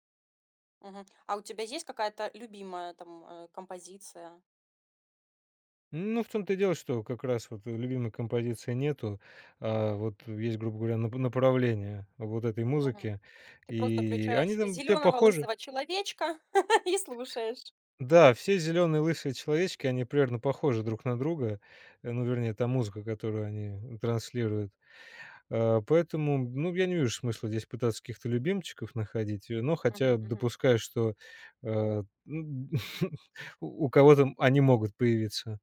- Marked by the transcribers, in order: chuckle; "примерно" said as "прерно"; chuckle
- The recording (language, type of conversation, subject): Russian, podcast, Какие дыхательные техники вы пробовали и что у вас лучше всего работает?